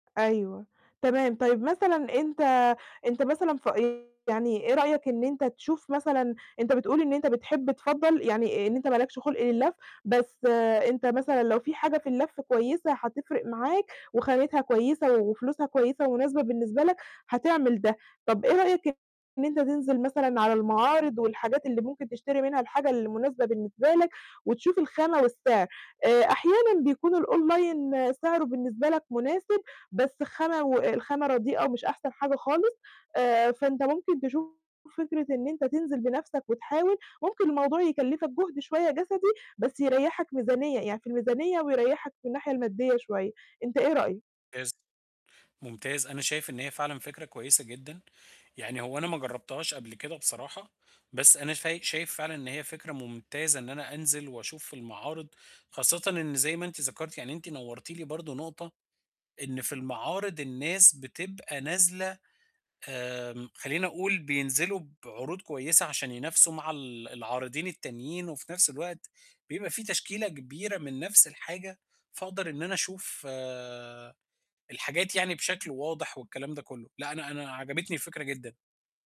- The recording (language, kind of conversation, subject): Arabic, advice, إزاي أتعلم أشتري بذكاء عشان أجيب حاجات وهدوم بجودة كويسة وبسعر معقول؟
- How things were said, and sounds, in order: distorted speech; unintelligible speech; in English: "الOnline"; static; other background noise